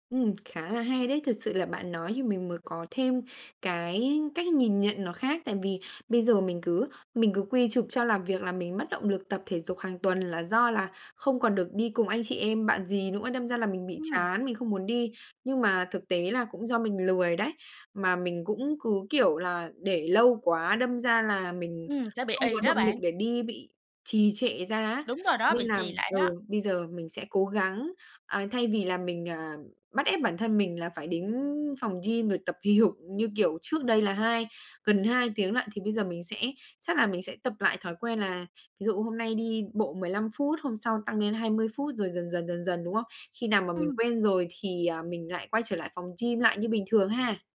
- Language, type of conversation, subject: Vietnamese, advice, Làm thế nào để lấy lại động lực tập thể dục hàng tuần?
- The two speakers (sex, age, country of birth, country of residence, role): female, 20-24, Vietnam, Vietnam, user; female, 25-29, Vietnam, Vietnam, advisor
- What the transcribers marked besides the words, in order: tapping